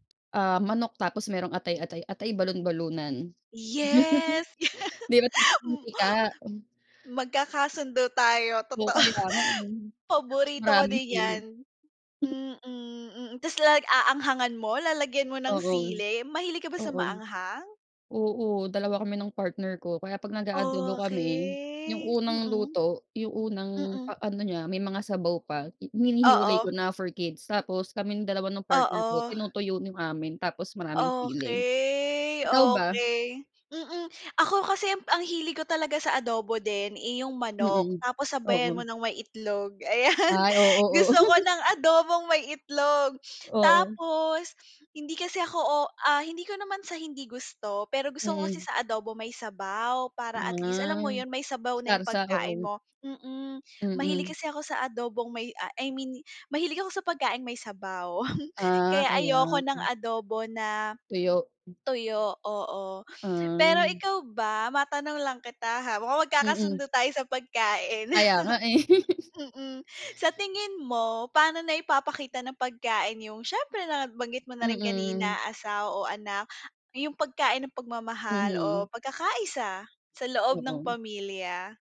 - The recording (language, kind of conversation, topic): Filipino, unstructured, Bakit sa tingin mo mahalaga ang pagkain sa pamilya, at paano mo niluluto ang adobo para masarap?
- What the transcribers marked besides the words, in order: laugh; unintelligible speech; laughing while speaking: "totoo"; laughing while speaking: "ayan"; chuckle; scoff; chuckle